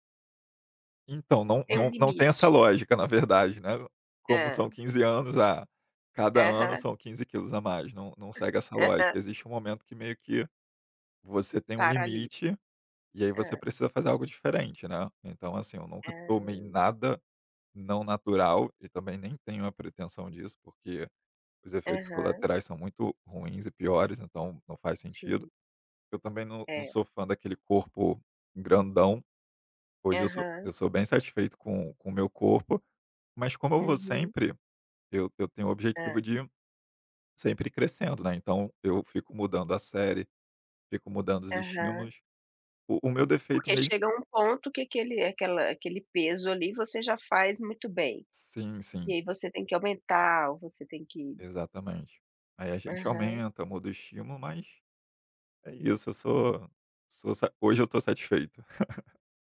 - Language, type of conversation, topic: Portuguese, podcast, Qual é a história por trás do seu hobby favorito?
- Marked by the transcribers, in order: other background noise; laugh